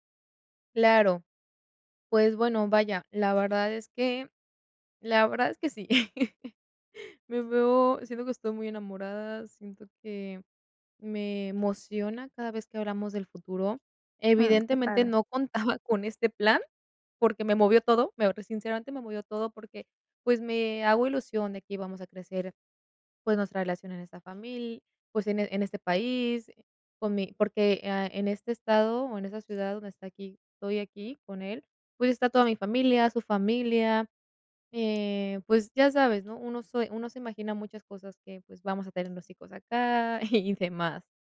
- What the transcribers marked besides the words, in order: tapping; laugh; other background noise; laughing while speaking: "y demás"
- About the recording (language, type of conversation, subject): Spanish, advice, ¿Cómo puedo apoyar a mi pareja durante cambios importantes en su vida?
- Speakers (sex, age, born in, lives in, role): female, 20-24, Mexico, Mexico, user; female, 40-44, Mexico, Mexico, advisor